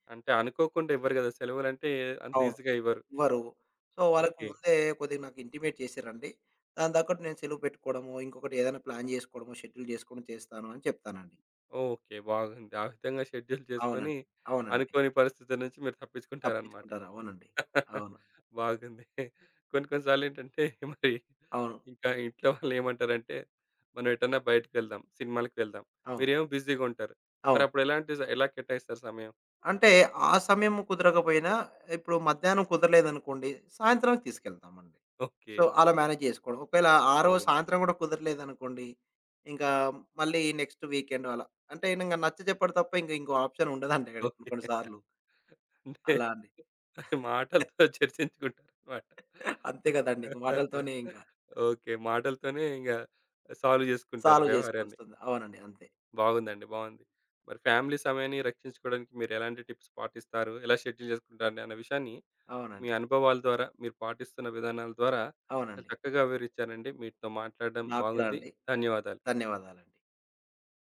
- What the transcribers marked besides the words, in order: in English: "ఈజీగా"; in English: "సో"; in English: "ఇంటిమేట్"; in English: "ప్లాన్"; in English: "షెడ్యూల్"; tapping; in English: "షెడ్యూల్"; chuckle; laughing while speaking: "బాగుంది. కొన్ని కొన్ని సార్లు ఏంటంటే మరి, ఇంకా ఇంట్లో వాళ్ళేమంటారంటే"; in English: "సో"; in English: "మ్యానేజ్"; laughing while speaking: "ఓకే"; in English: "నెక్స్ట్ వీకెండ్"; in English: "ఆప్షన్"; laughing while speaking: "ఓకే. అంతే. మాటలతో చర్చించుకుంటారు మాట"; giggle; chuckle; in English: "సాల్వ్"; in English: "సాల్వ్"; in English: "ఫ్యామిలీ"; in English: "టిప్స్"; in English: "షెడ్యూల్"
- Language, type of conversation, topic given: Telugu, podcast, కుటుంబంతో గడిపే సమయం కోసం మీరు ఏ విధంగా సమయ పట్టిక రూపొందించుకున్నారు?